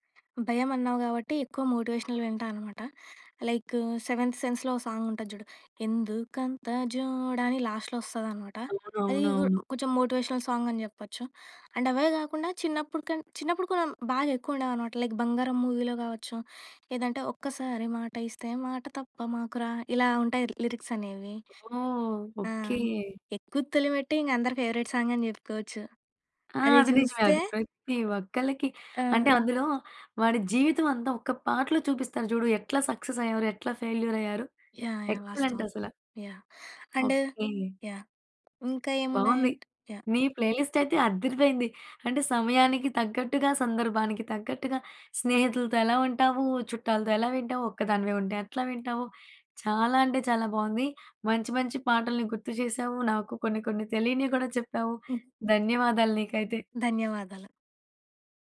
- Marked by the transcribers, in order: other background noise; in English: "మోటివేషనల్"; in English: "సాంగ్"; in English: "లాస్ట్‌లో"; in English: "మోటివేషనల్ లైక్"; singing: "ఒక్కసారి మాట ఇస్తే మాట తప్ప మాకురా!"; in English: "లిరిక్స్"; in English: "ఫేవరైట్ సాంగ్"; tapping; in English: "సక్సెస్"; in English: "ఫెయిల్యూర్"; in English: "ఎక్సలెంట్"; in English: "ప్లేలిస్ట్"
- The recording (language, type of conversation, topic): Telugu, podcast, మీరు కలిసి పంచుకునే పాటల జాబితాను ఎలా తయారుచేస్తారు?